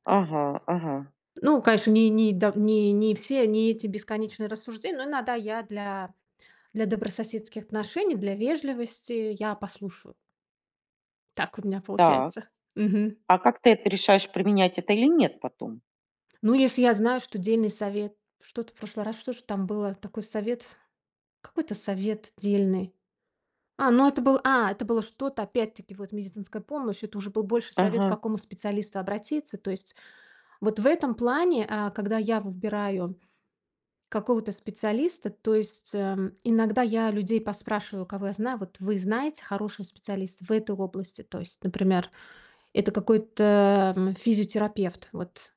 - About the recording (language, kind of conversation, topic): Russian, podcast, Как понять, когда следует попросить о помощи?
- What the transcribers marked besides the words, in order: tapping